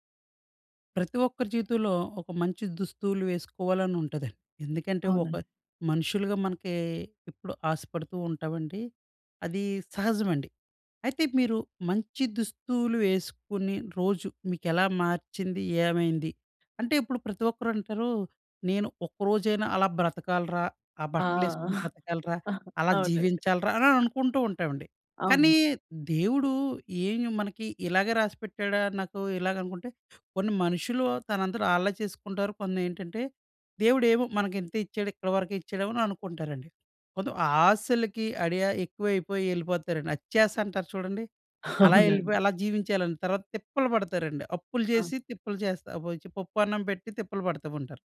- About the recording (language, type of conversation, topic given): Telugu, podcast, ఒక చక్కని దుస్తులు వేసుకున్నప్పుడు మీ రోజు మొత్తం మారిపోయిన అనుభవం మీకు ఎప్పుడైనా ఉందా?
- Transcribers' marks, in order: giggle; giggle